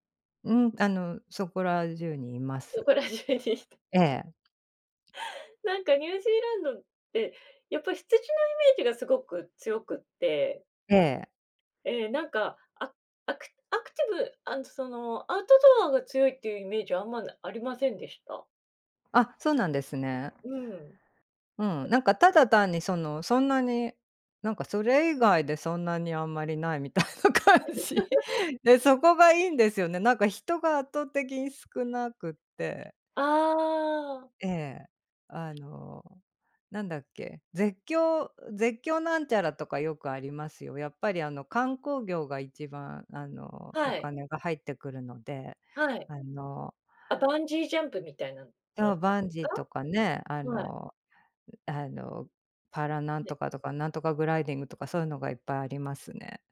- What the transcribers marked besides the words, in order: laughing while speaking: "そこら中に"; tapping; other background noise; laughing while speaking: "ないみたいな感じ"; laugh; unintelligible speech
- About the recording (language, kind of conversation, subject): Japanese, unstructured, 旅行で訪れてみたい国や場所はありますか？